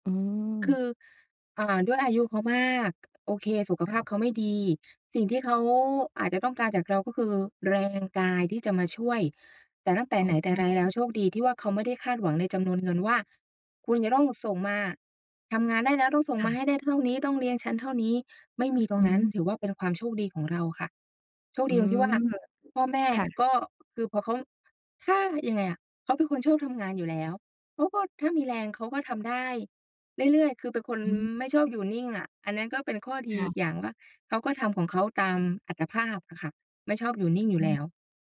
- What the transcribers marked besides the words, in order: other noise
- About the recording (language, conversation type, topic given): Thai, podcast, คุณรับมืออย่างไรเมื่อค่านิยมแบบเดิมไม่สอดคล้องกับโลกยุคใหม่?